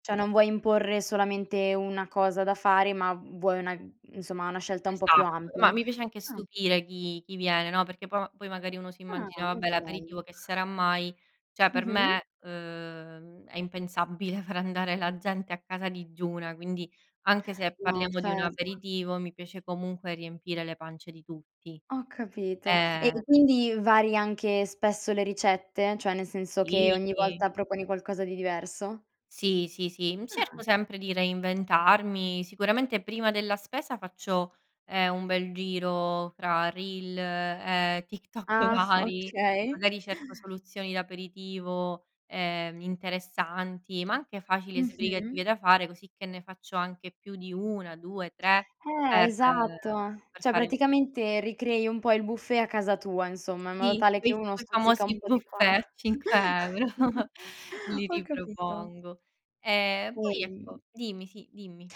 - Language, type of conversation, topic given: Italian, podcast, Quali sono i tuoi trucchi per organizzare un aperitivo conviviale?
- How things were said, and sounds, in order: "Cioè" said as "ceh"; "Cioè" said as "ceh"; laughing while speaking: "far andare"; "Cioè" said as "ceh"; drawn out: "Sì"; laughing while speaking: "TikTok vari"; laughing while speaking: "Ah okay"; tapping; "cioè" said as "ceh"; chuckle; laughing while speaking: "ho"; unintelligible speech